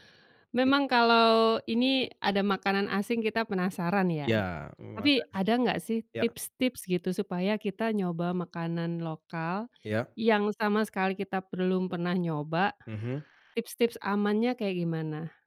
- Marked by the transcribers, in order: none
- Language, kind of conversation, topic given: Indonesian, podcast, Apa makanan lokal yang paling berkesan bagi kamu saat bepergian?